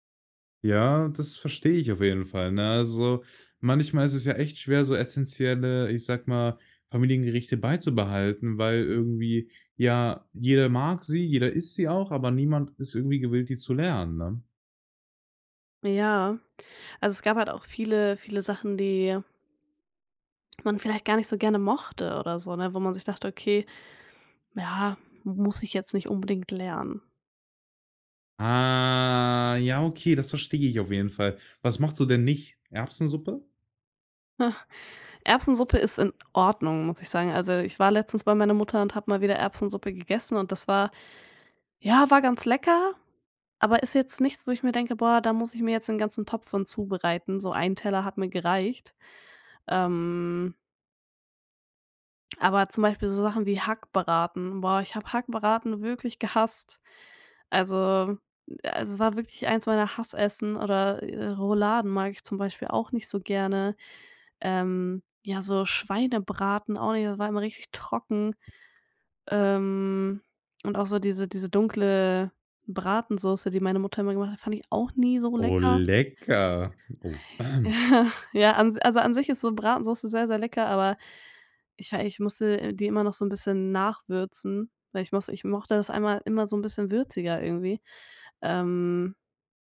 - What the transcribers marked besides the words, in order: drawn out: "Ah"; chuckle; other background noise; joyful: "Oh lecker"; laugh; throat clearing
- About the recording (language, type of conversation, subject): German, podcast, Wie gebt ihr Familienrezepte und Kochwissen in eurer Familie weiter?